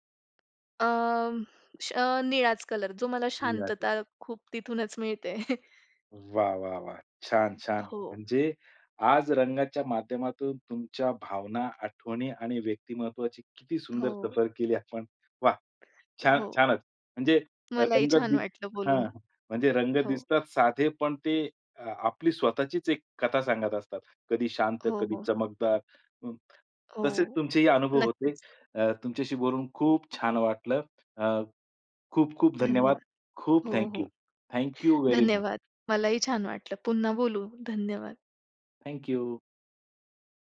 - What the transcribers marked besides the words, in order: tapping; chuckle; other background noise; other noise; in English: "थँक्यू व्हेरी मच"
- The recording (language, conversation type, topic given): Marathi, podcast, तुम्ही रंग कसे निवडता आणि ते तुमच्याबद्दल काय सांगतात?